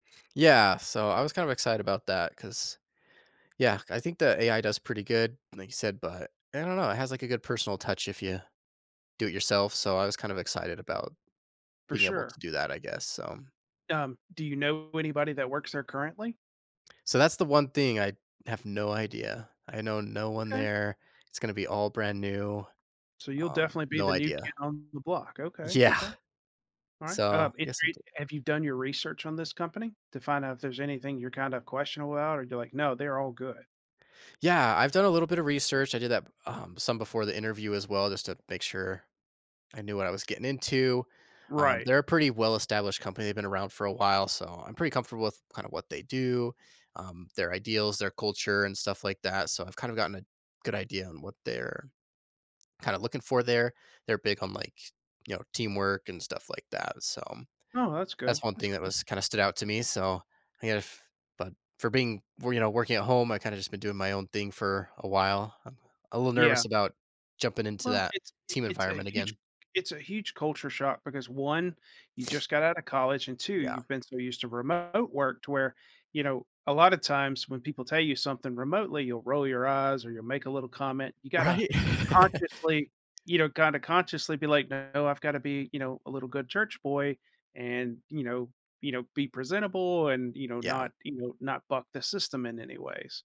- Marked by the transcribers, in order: other background noise; laughing while speaking: "Yeah"; tapping; sniff; chuckle
- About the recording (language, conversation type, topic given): English, advice, How can I make a strong first impression and quickly learn the office culture at my new job?
- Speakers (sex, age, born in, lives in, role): male, 35-39, United States, United States, user; male, 40-44, United States, United States, advisor